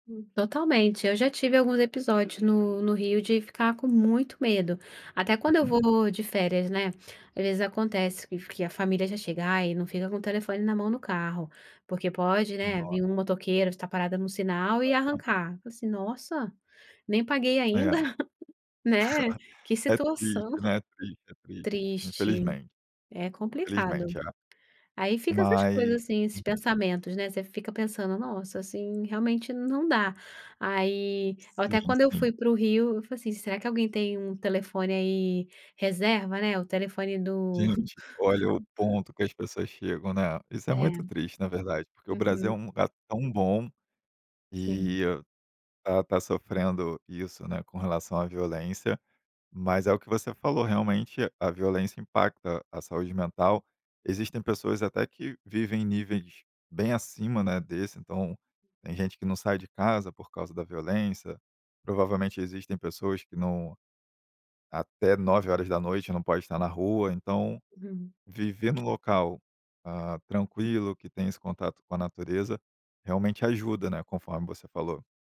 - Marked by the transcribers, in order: none
- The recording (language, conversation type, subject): Portuguese, podcast, Como a simplicidade pode melhorar a saúde mental e fortalecer o contato com a natureza?